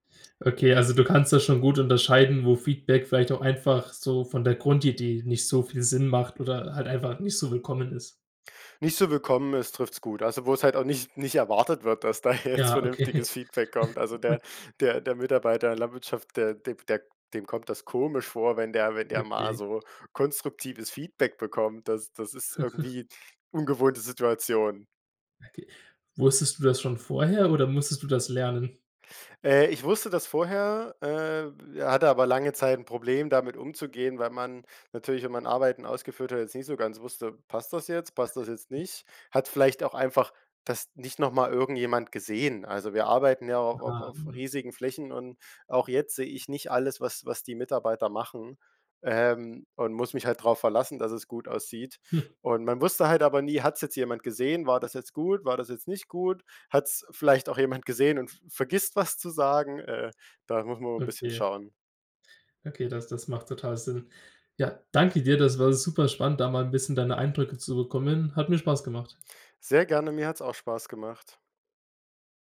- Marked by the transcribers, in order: laughing while speaking: "da jetzt"; laugh; joyful: "konstruktives Feedback bekommt. Das das ist irgendwie ungewohnte Situation"; chuckle; other noise
- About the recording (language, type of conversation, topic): German, podcast, Wie kannst du Feedback nutzen, ohne dich kleinzumachen?